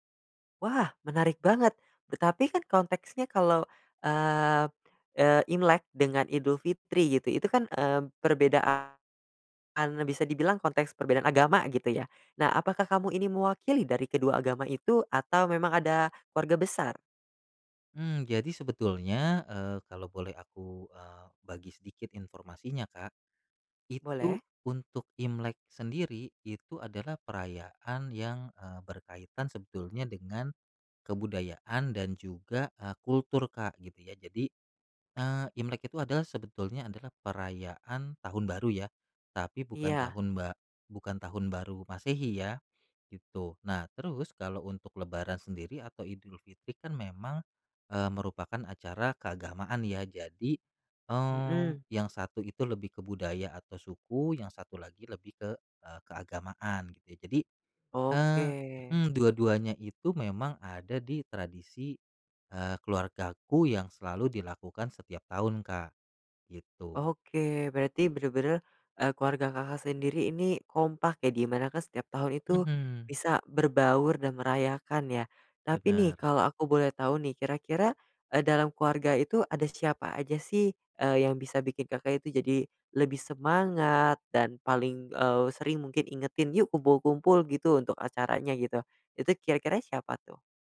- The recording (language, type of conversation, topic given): Indonesian, podcast, Ceritakan tradisi keluarga apa yang selalu membuat suasana rumah terasa hangat?
- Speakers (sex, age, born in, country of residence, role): male, 20-24, Indonesia, Indonesia, host; male, 35-39, Indonesia, Indonesia, guest
- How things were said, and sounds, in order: none